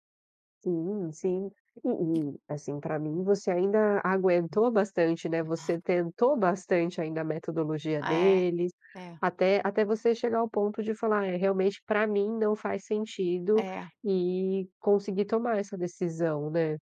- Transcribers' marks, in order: unintelligible speech
- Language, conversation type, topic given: Portuguese, podcast, Como você decide quando continuar ou desistir?